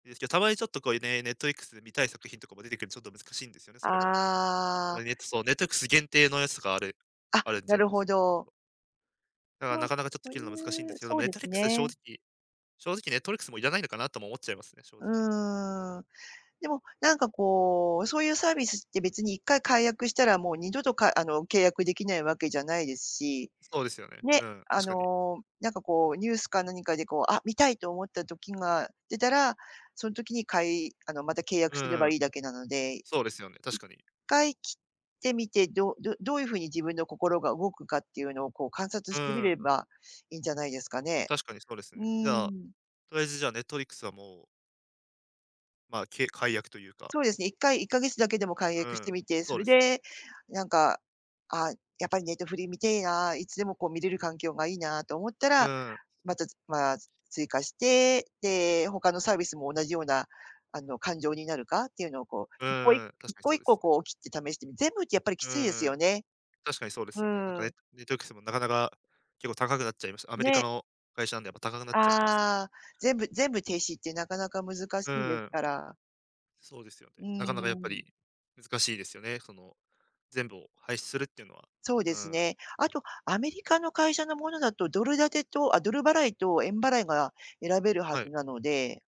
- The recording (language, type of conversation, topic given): Japanese, advice, 定期購読が多すぎて何を解約するか迷う
- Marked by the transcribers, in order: other background noise; unintelligible speech; tapping